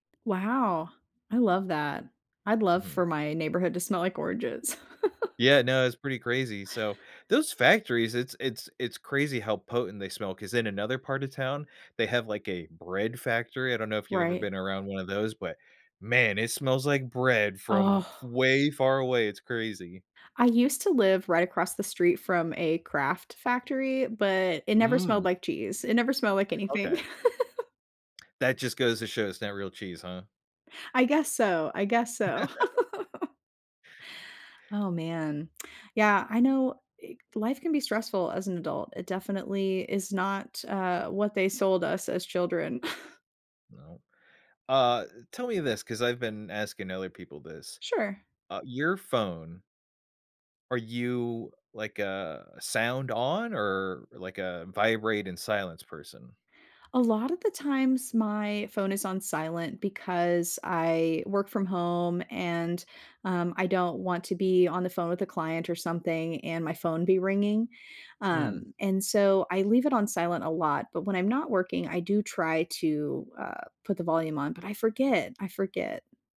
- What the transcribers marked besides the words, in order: chuckle; disgusted: "Ugh"; giggle; laugh; tsk; tapping; chuckle
- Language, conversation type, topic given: English, unstructured, What small rituals can I use to reset after a stressful day?